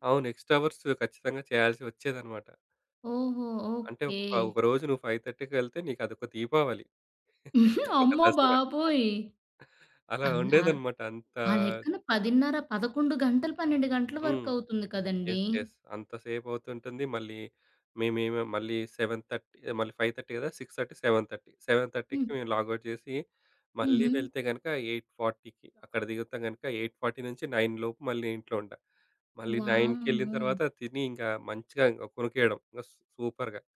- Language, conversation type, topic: Telugu, podcast, మీ మొదటి ఉద్యోగం ఎలా ఎదురైంది?
- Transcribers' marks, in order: in English: "ఎక్స్‌ట్రా అవర్స్"; in English: "ఫైవ్"; chuckle; other background noise; chuckle; in English: "యెస్. యెస్"; in English: "సెవెన్ థర్టీ"; in English: "ఫైవ్ థర్టీ"; in English: "సిక్స్ థర్టీ సెవెన్ థర్టీ సెవెన్ థర్టీకి"; in English: "లాగ్‌ఔట్"; in English: "ఎయిట్ ఫార్టీకి"; in English: "ఎయిట్ ఫార్టీ నుంచి నైన్"; in English: "యెస్ సూపర్‌గా!"